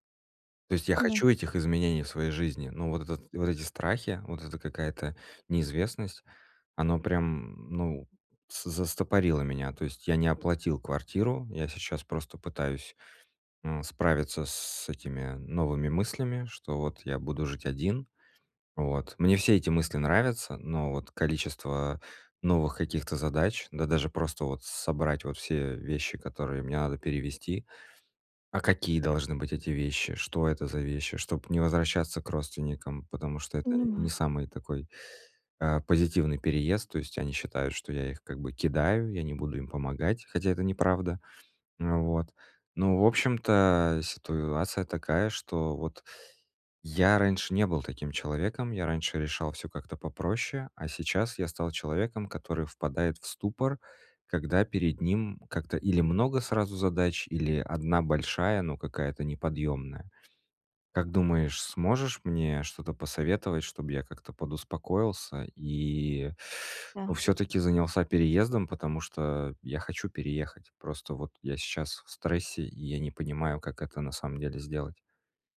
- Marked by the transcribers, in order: none
- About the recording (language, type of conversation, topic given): Russian, advice, Как мне стать более гибким в мышлении и легче принимать изменения?